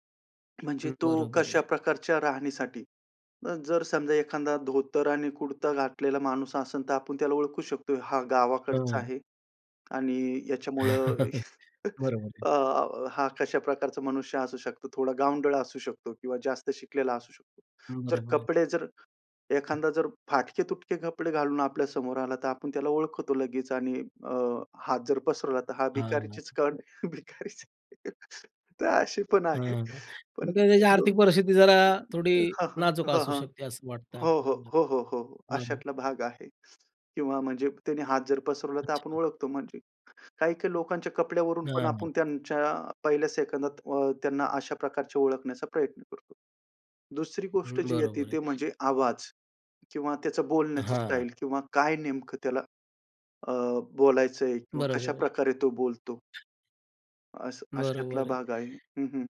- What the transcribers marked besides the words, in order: chuckle; other background noise; tapping; unintelligible speech; laughing while speaking: "भिकारीच आहे"; "आपण" said as "आपूण"
- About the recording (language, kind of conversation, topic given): Marathi, podcast, भेटीत पहिल्या काही क्षणांत तुम्हाला सर्वात आधी काय लक्षात येते?